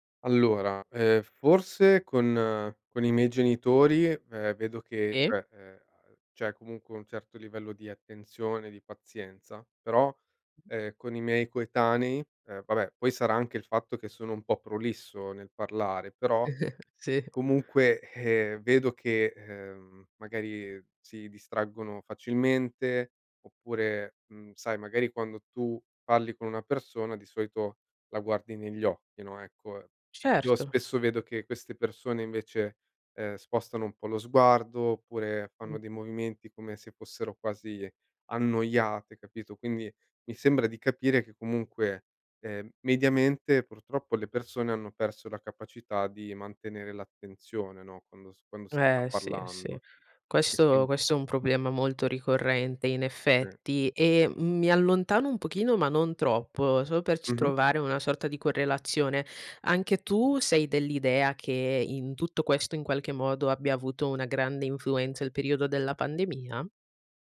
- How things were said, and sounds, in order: other background noise; chuckle; unintelligible speech; unintelligible speech
- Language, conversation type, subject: Italian, podcast, Cosa fai per limitare il tempo davanti agli schermi?